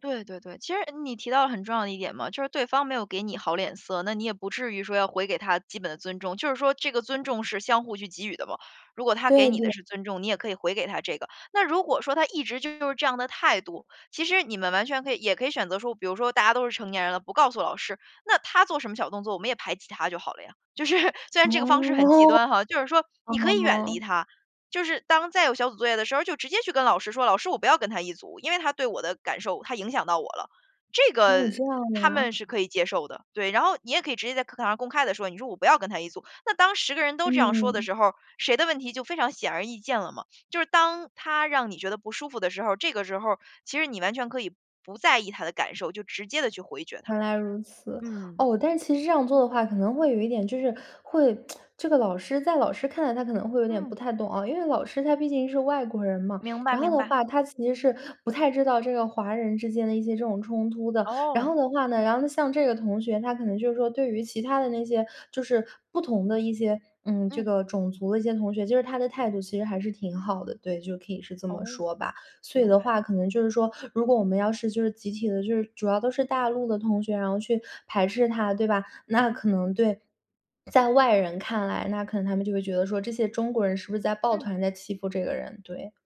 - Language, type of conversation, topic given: Chinese, advice, 同事在会议上公开质疑我的决定，我该如何应对？
- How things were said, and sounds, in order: other background noise; laughing while speaking: "就是"; laughing while speaking: "哦"; tsk